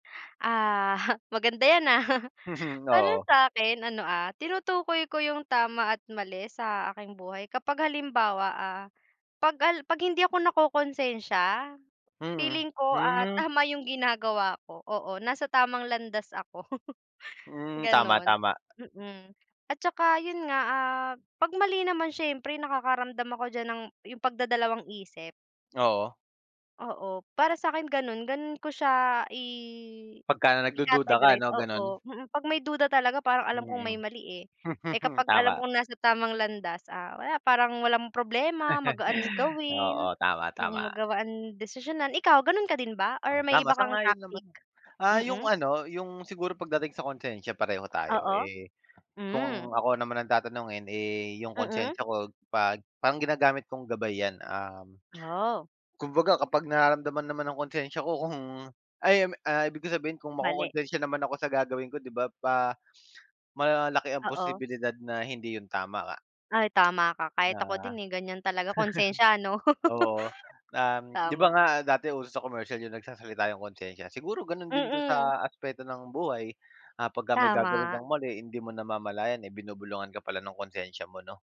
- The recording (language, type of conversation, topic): Filipino, unstructured, Paano mo natutukoy kung ano ang tama at mali sa iyong buhay?
- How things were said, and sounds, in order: chuckle; laughing while speaking: "ako"; tapping; drawn out: "i"; other background noise; scoff; laugh; sniff; chuckle; laugh